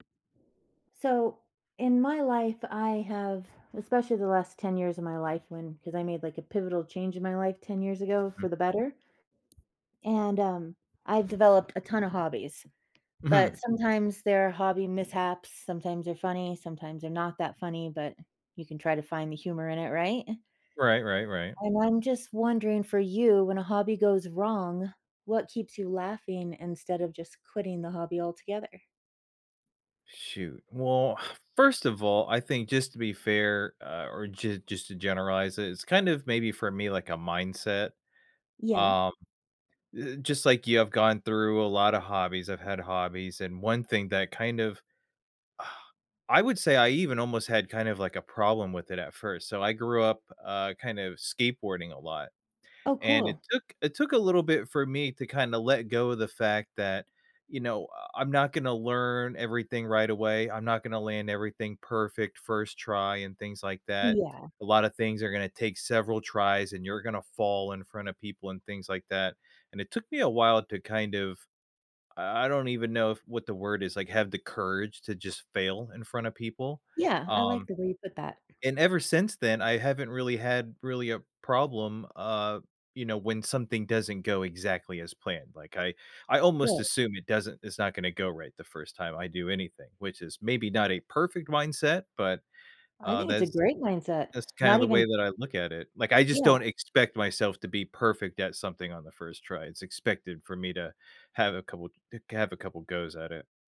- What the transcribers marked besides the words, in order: tapping; sigh; other background noise; exhale; stressed: "perfect"
- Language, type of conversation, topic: English, unstructured, What keeps me laughing instead of quitting when a hobby goes wrong?